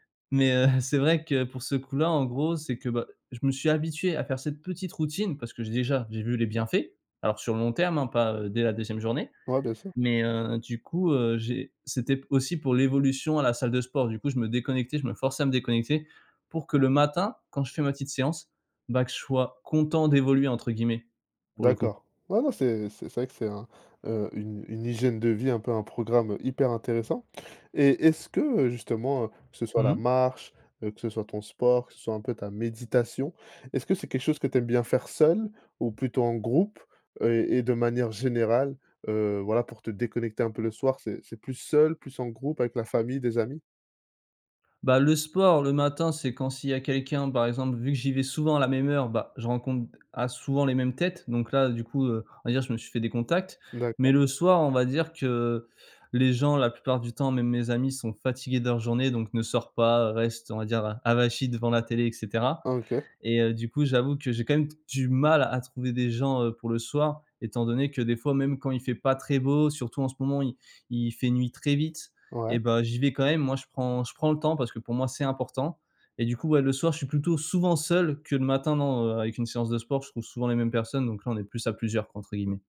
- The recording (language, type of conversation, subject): French, podcast, Quelle est ta routine pour déconnecter le soir ?
- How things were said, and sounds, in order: laughing while speaking: "heu"